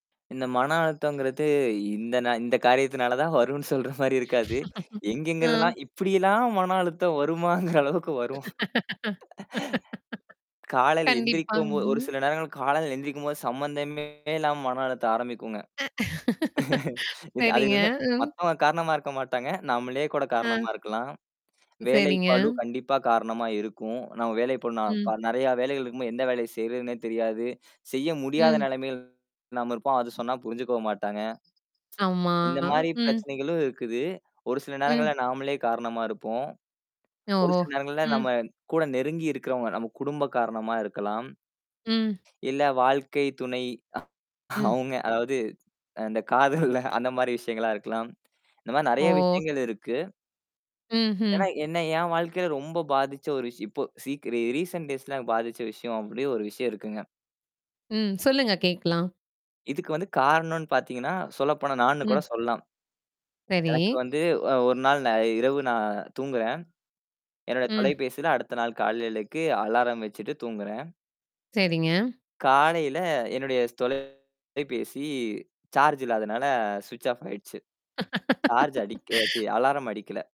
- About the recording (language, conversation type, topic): Tamil, podcast, அழுத்தமான ஒரு நாளுக்குப் பிறகு சற்று ஓய்வெடுக்க நீங்கள் என்ன செய்கிறீர்கள்?
- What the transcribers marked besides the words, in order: laughing while speaking: "வரும்ன்னு சொல்ற மாரி இருக்காது"; other background noise; laugh; laughing while speaking: "வருமாங்குற அளவுக்கு வரும்"; laugh; distorted speech; laugh; laugh; laughing while speaking: "அ, சரிங்க. ம்"; other animal sound; drawn out: "ஆமா"; laughing while speaking: "அவுங்க அதாவது, அ அந்தக் காதல்ல"; in English: "ரீசன்ட் டேய்ஸ்ல"; in English: "சார்ஜ்"; in English: "ஸ்விச் ஆஃப்"; in English: "சார்ஜ்"; laugh; in English: "அலாரம்"